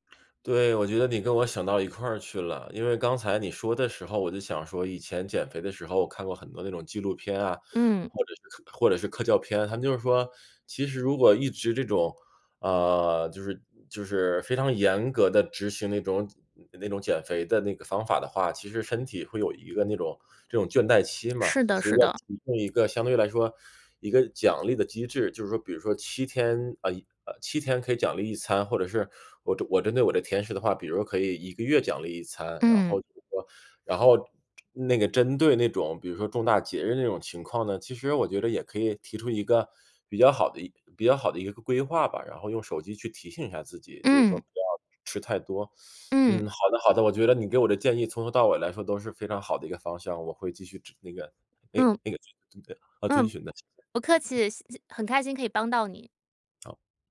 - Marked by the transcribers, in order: other background noise; teeth sucking; unintelligible speech
- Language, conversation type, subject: Chinese, advice, 我想改掉坏习惯却总是反复复发，该怎么办？